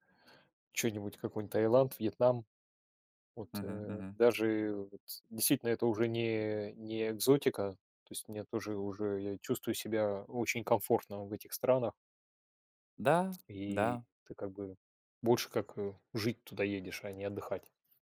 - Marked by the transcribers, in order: tapping
- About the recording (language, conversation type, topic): Russian, unstructured, Куда бы вы поехали в следующий отпуск и почему?